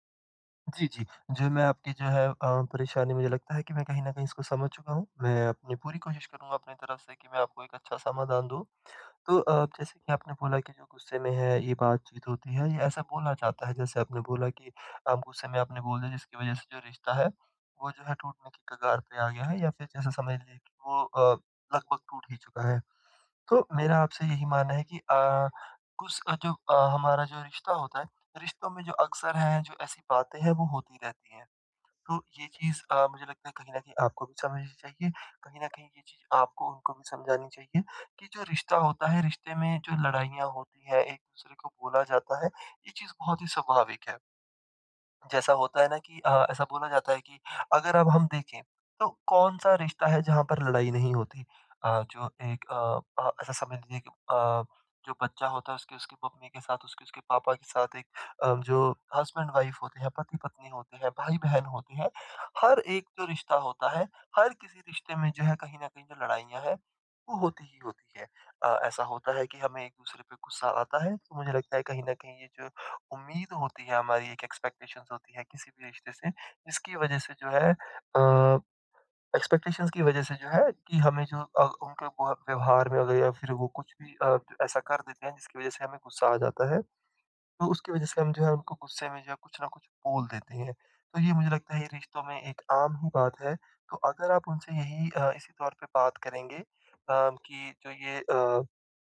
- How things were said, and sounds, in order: in English: "हसबैंड-वाइफ़"; in English: "एक्सपेक्टेशन्स"; in English: "एक्सपेक्टेशन्स"
- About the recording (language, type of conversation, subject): Hindi, advice, गलती के बाद मैं खुद के प्रति करुणा कैसे रखूँ और जल्दी कैसे संभलूँ?